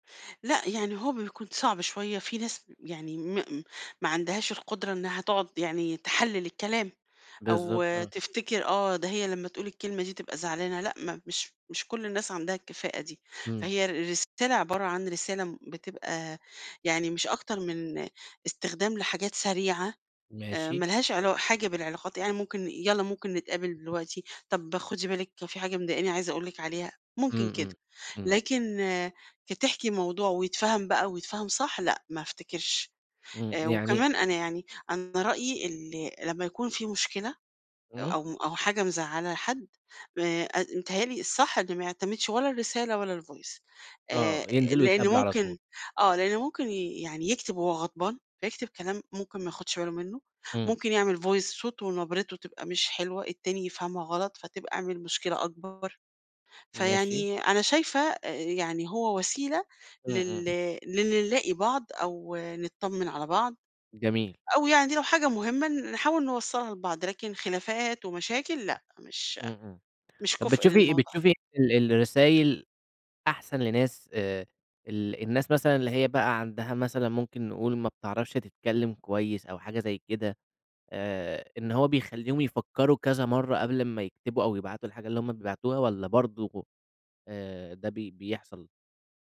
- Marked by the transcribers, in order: tapping; in English: "الvoice"; in English: "voice"; other background noise
- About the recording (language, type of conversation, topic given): Arabic, podcast, إزاي بتفضّل تتواصل أونلاين: رسايل ولا مكالمات؟